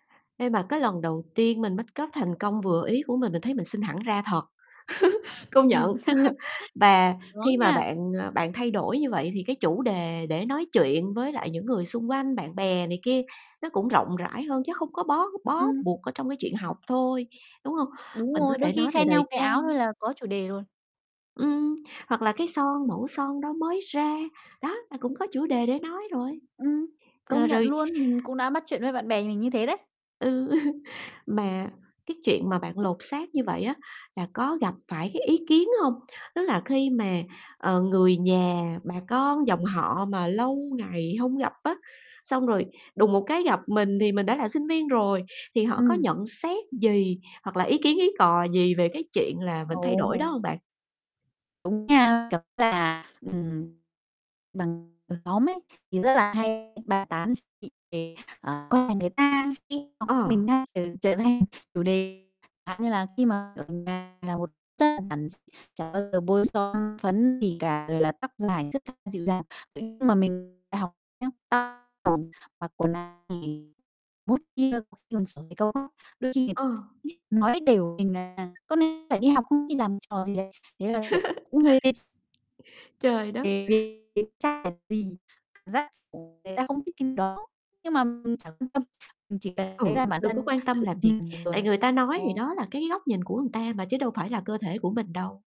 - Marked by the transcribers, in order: in English: "make up"; chuckle; distorted speech; chuckle; tapping; mechanical hum; static; chuckle; other background noise; laughing while speaking: "Ồ!"; unintelligible speech; unintelligible speech; unintelligible speech; unintelligible speech; unintelligible speech; chuckle; unintelligible speech; unintelligible speech; unintelligible speech; "người" said as "ừn"
- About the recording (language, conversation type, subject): Vietnamese, podcast, Bạn có thể kể về một lần “lột xác” đáng nhớ của mình không?